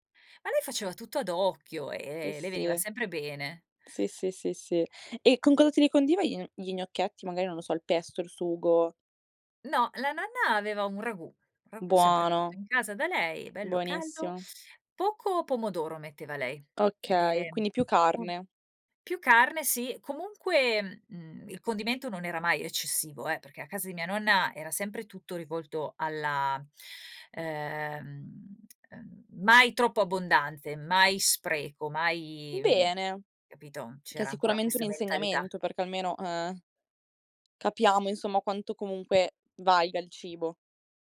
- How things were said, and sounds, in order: tapping; other background noise
- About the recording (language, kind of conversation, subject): Italian, podcast, Quale sapore ti fa pensare a tua nonna?